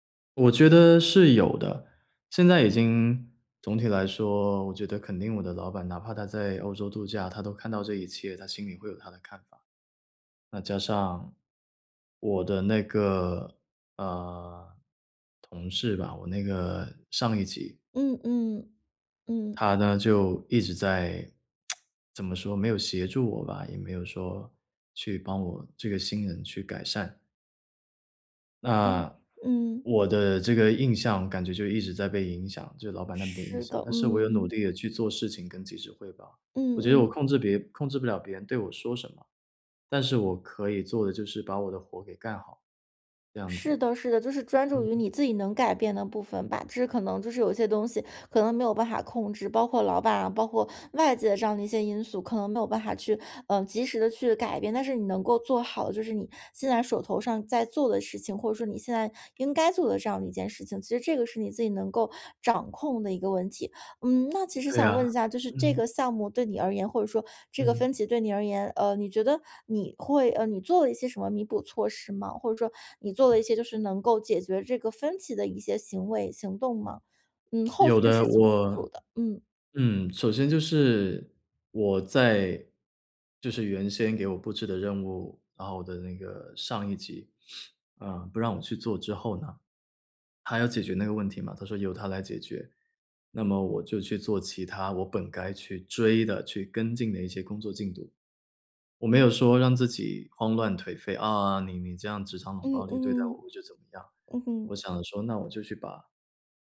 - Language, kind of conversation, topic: Chinese, podcast, 团队里出现分歧时你会怎么处理？
- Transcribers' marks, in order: lip smack; other background noise; other noise